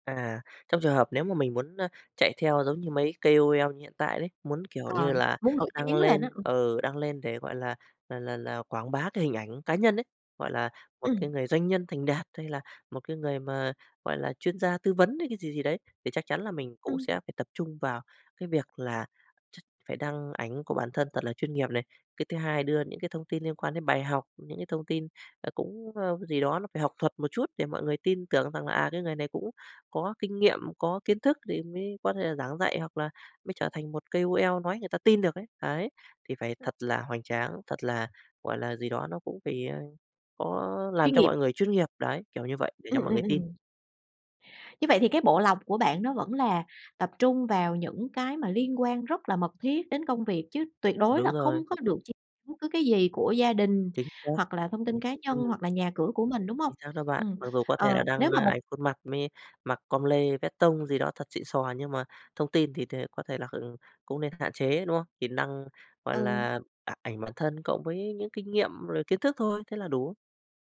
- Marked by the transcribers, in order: in English: "K-O-L"; tapping; other background noise; in English: "K-O-L"
- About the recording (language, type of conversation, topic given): Vietnamese, podcast, Bạn chọn chia sẻ điều gì và không chia sẻ điều gì trên mạng xã hội?